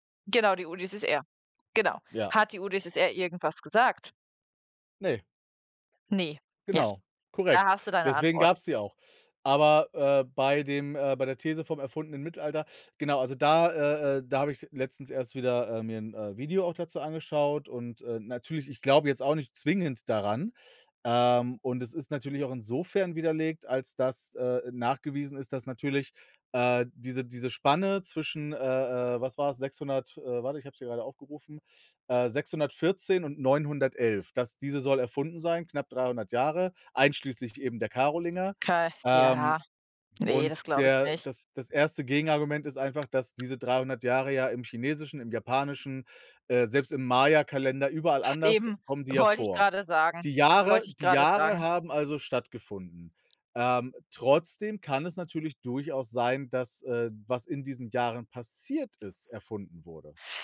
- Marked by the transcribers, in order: tapping; other background noise; unintelligible speech
- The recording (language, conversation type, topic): German, unstructured, Wie groß ist der Einfluss von Macht auf die Geschichtsschreibung?